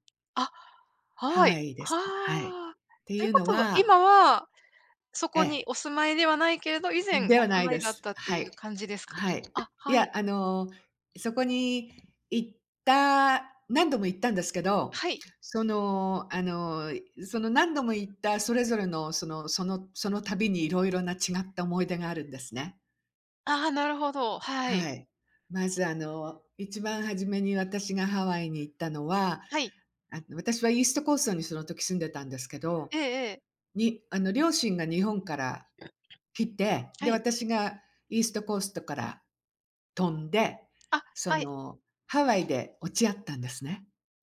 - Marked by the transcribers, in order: tapping
- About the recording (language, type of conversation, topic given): Japanese, unstructured, 懐かしい場所を訪れたとき、どんな気持ちになりますか？